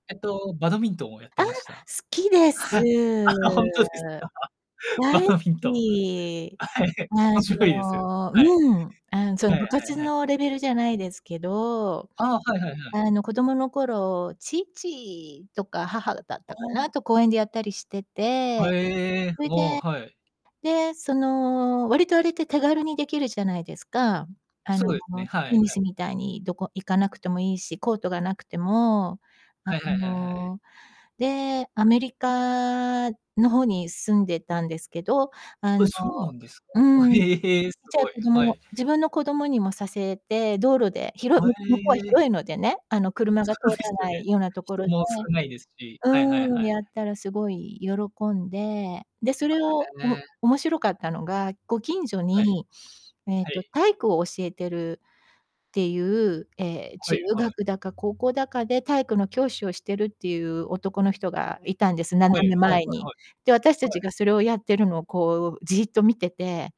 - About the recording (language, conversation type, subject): Japanese, unstructured, スポーツは学校で必修科目にすべきでしょうか？
- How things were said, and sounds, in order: drawn out: "好きです"; chuckle; laughing while speaking: "あ、ほんとですた？"; laugh; laughing while speaking: "あ、はい"; chuckle; other background noise; distorted speech